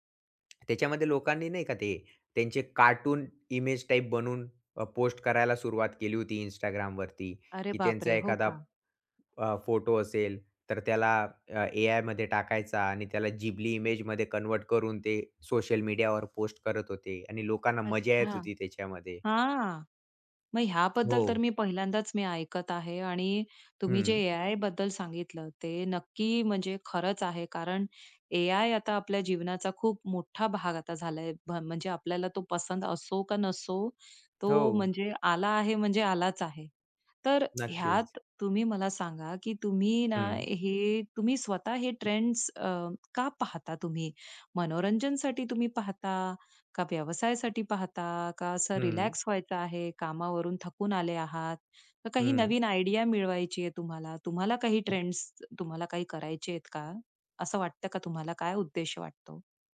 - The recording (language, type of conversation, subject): Marathi, podcast, सोशल मीडियावर सध्या काय ट्रेंड होत आहे आणि तू त्याकडे लक्ष का देतोस?
- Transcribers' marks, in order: tapping; in English: "कन्व्हर्ट"; other background noise; in English: "आयडिया"